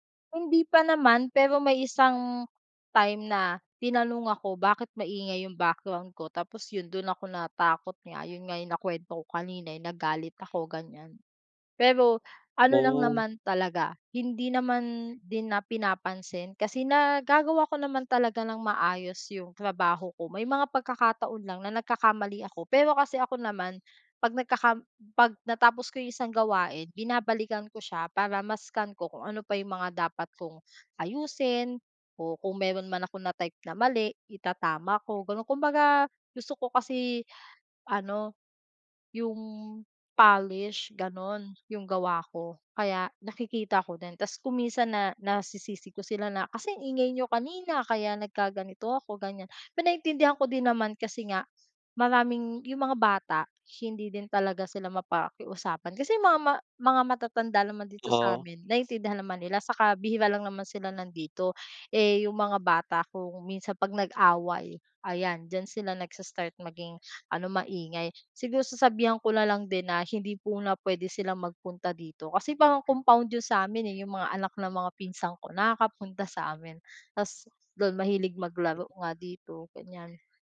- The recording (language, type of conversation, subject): Filipino, advice, Paano ako makakapagpokus sa bahay kung maingay at madalas akong naaabala ng mga kaanak?
- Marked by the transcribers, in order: in English: "polish"